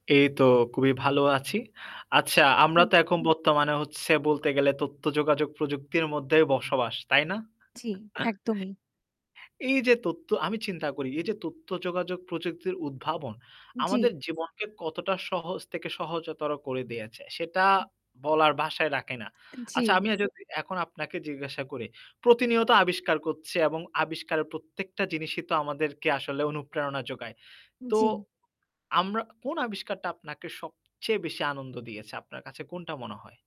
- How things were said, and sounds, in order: static; "খুবই" said as "কুবি"; "এখন" said as "এখম"; "তথ্য" said as "তত্য"; chuckle; "তথ্য" said as "তত্য"; other background noise; "রাখে" said as "রাকে"; distorted speech
- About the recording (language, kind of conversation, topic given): Bengali, unstructured, আপনি কোন প্রযুক্তিগত উদ্ভাবন থেকে সবচেয়ে বেশি আনন্দ পান?